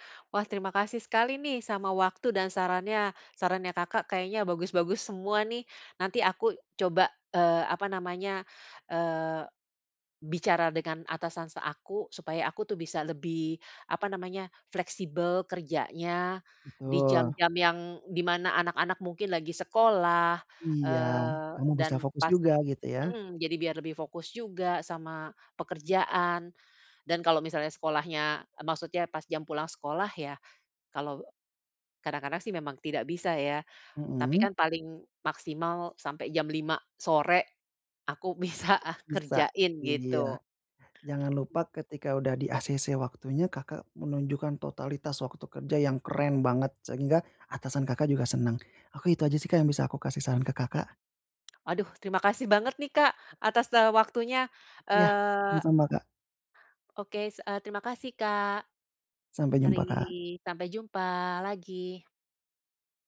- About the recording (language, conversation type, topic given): Indonesian, advice, Bagaimana pengalaman Anda bekerja dari rumah penuh waktu sebagai pengganti bekerja di kantor?
- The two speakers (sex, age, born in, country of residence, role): female, 50-54, Indonesia, Netherlands, user; male, 30-34, Indonesia, Indonesia, advisor
- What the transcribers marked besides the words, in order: other background noise; tapping